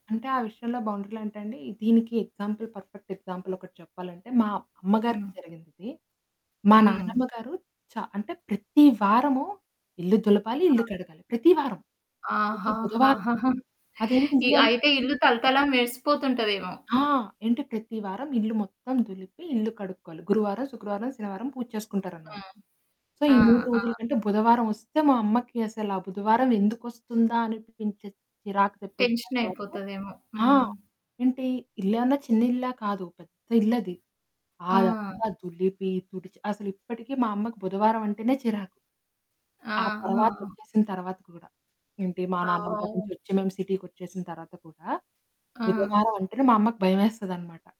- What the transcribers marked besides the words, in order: in English: "ఎగ్జాంపుల్, పర్ఫెక్ట్ ఎగ్జాంపుల్"; static; distorted speech; in English: "క్లీనింగ్"; other background noise; in English: "సో"; in English: "టెన్షన్"; in English: "సిటీకొచ్చేసిన"
- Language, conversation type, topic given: Telugu, podcast, కుటుంబ సభ్యులకు మీ సరిహద్దులను గౌరవంగా, స్పష్టంగా ఎలా చెప్పగలరు?